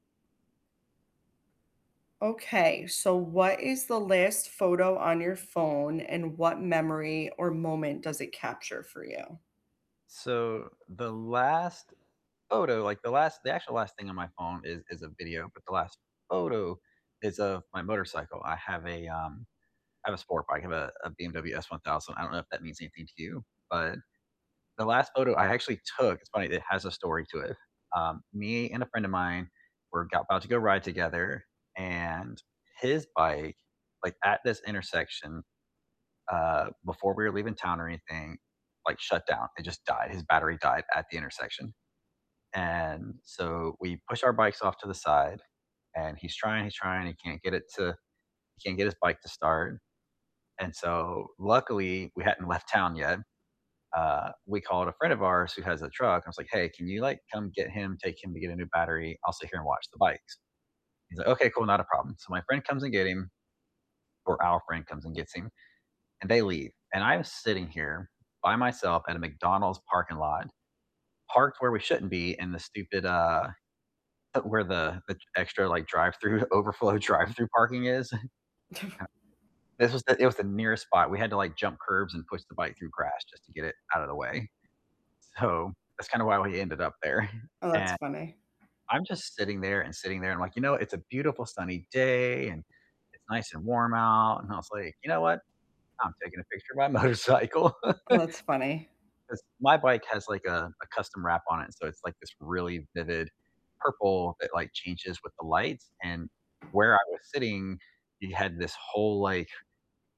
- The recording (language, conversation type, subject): English, unstructured, What’s the last photo on your phone, and what memory or moment does it capture for you?
- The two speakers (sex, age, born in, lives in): female, 35-39, United States, United States; male, 40-44, United States, United States
- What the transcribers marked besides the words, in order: chuckle; tapping; laughing while speaking: "overflow drive-through"; chuckle; unintelligible speech; chuckle; static; laughing while speaking: "So"; chuckle; distorted speech; laughing while speaking: "my motorcycle"